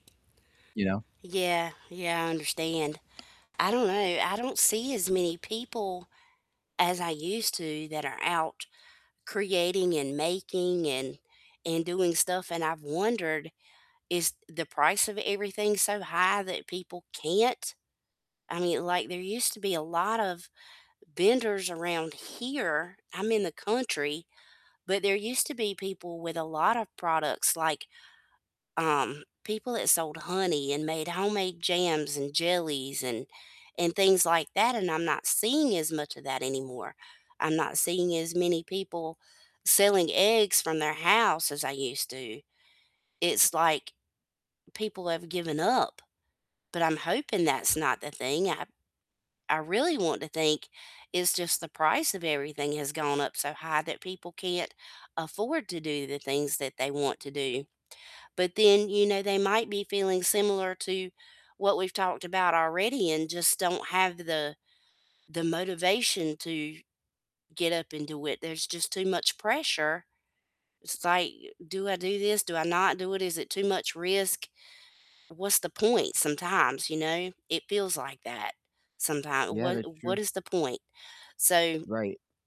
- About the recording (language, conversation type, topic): English, unstructured, What will you stop doing this year to make room for what matters most to you?
- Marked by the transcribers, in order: static; tapping; other background noise